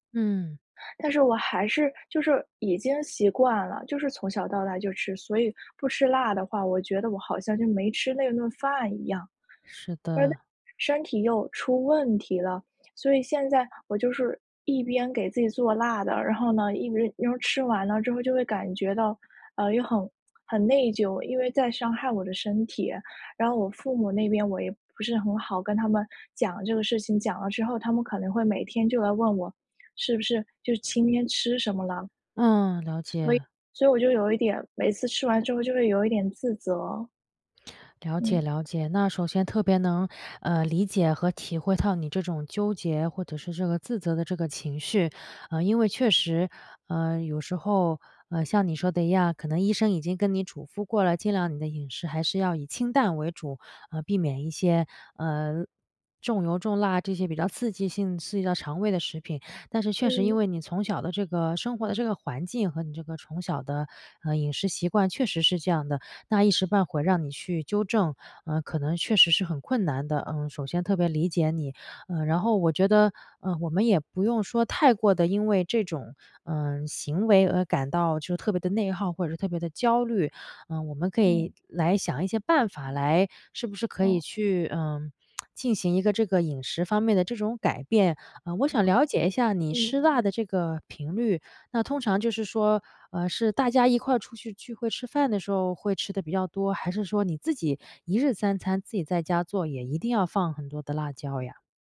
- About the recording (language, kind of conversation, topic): Chinese, advice, 吃完饭后我常常感到内疚和自责，该怎么走出来？
- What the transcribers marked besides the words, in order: other background noise; "一边" said as "一直"; tapping; lip smack; unintelligible speech